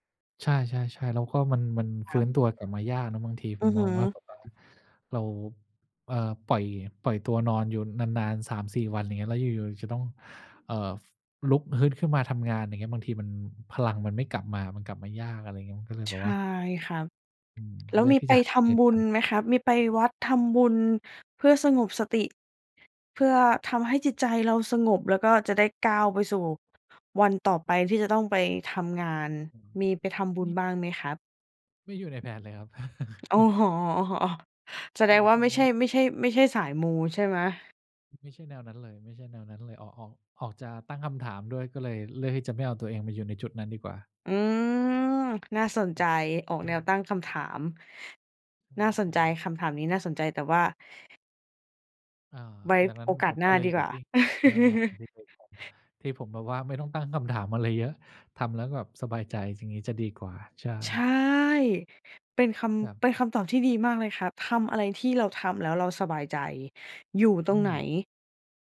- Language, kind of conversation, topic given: Thai, podcast, การพักผ่อนแบบไหนช่วยให้คุณกลับมามีพลังอีกครั้ง?
- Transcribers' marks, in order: other background noise; chuckle; tapping; chuckle; unintelligible speech